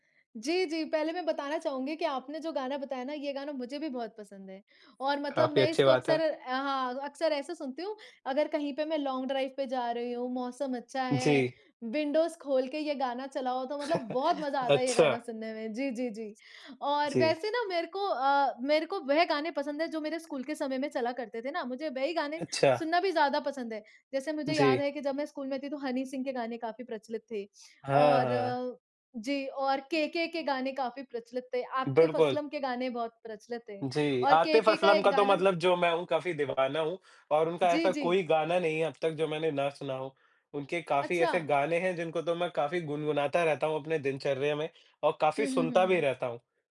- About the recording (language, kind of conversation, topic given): Hindi, unstructured, किस पुराने गाने को सुनकर आपकी पुरानी यादें ताज़ा हो जाती हैं?
- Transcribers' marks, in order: in English: "लॉन्ग ड्राइव"; in English: "विंडोज़"; chuckle; other background noise; tapping